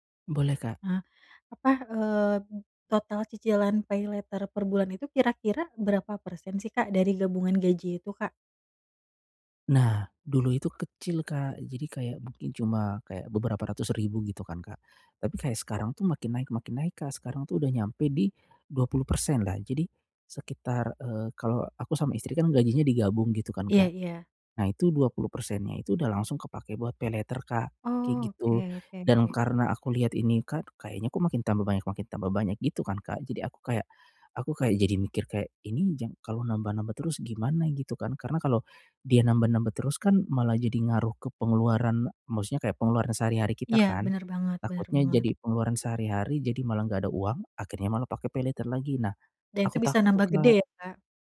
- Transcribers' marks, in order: in English: "paylater"; in English: "paylater"; in English: "paylater"
- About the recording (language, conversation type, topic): Indonesian, advice, Bagaimana cara membuat anggaran yang membantu mengurangi utang?